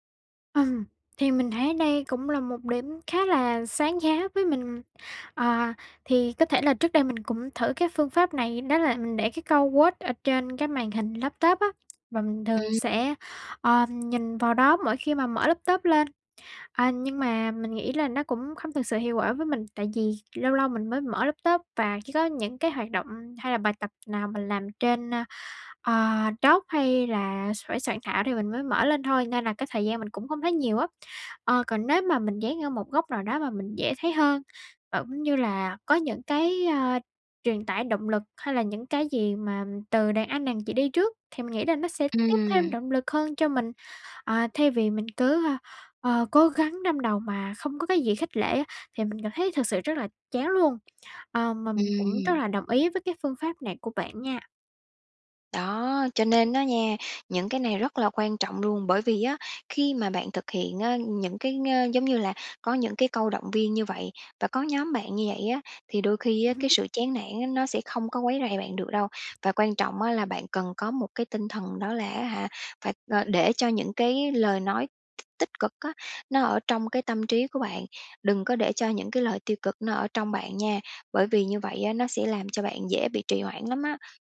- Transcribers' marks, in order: other background noise; tapping; in English: "quote"
- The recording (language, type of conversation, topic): Vietnamese, advice, Làm thế nào để bỏ thói quen trì hoãn các công việc quan trọng?